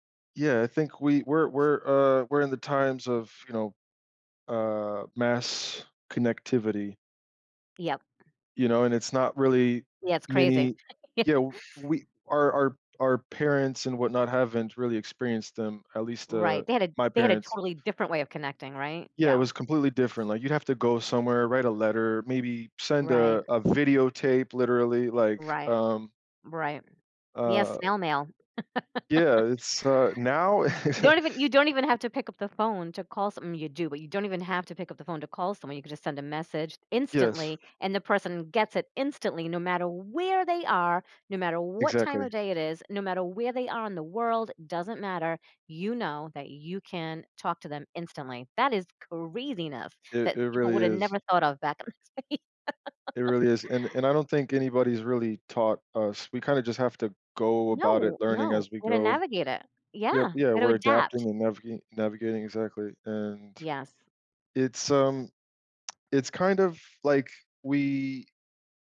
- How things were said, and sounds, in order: other background noise; drawn out: "uh"; laugh; laugh; chuckle; stressed: "where"; stressed: "craziness"; laughing while speaking: "in the day"; laugh; tongue click
- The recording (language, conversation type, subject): English, unstructured, How do life experiences shape the way we view romantic relationships?